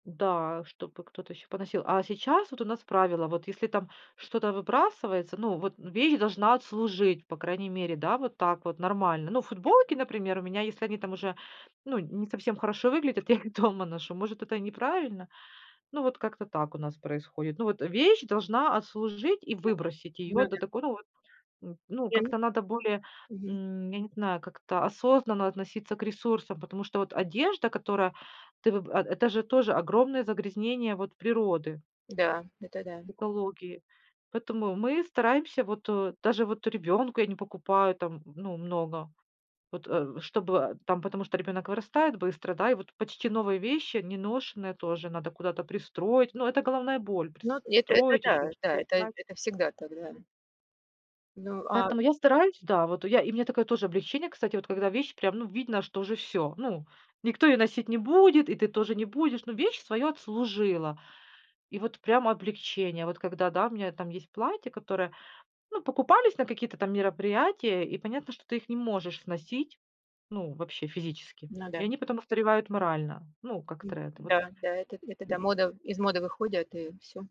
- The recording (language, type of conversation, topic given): Russian, podcast, Что помогло тебе избавиться от хлама?
- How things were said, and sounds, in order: other background noise; laughing while speaking: "я их дома ношу"; unintelligible speech; tapping